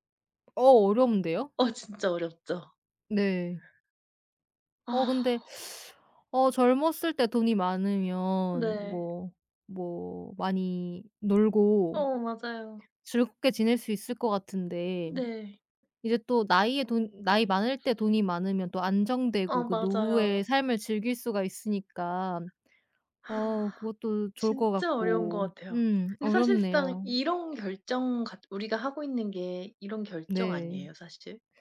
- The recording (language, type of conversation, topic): Korean, unstructured, 꿈을 이루기 위해 지금의 행복을 희생할 수 있나요?
- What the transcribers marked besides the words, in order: other background noise; background speech; inhale